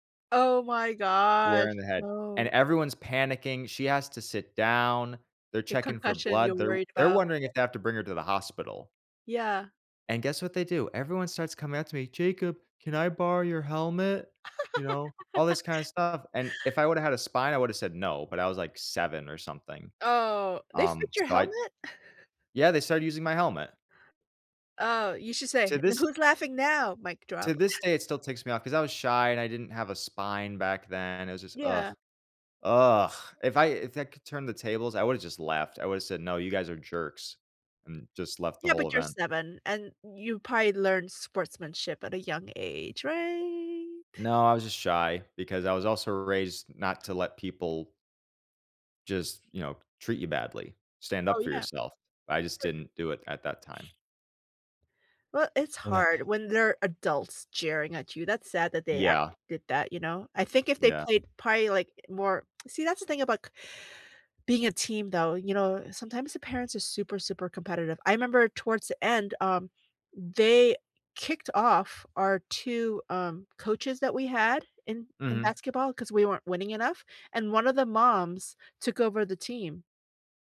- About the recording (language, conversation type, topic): English, unstructured, How can I use school sports to build stronger friendships?
- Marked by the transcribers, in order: drawn out: "gosh"; giggle; chuckle; chuckle; drawn out: "right?"; chuckle; other background noise; sniff; unintelligible speech; tsk; inhale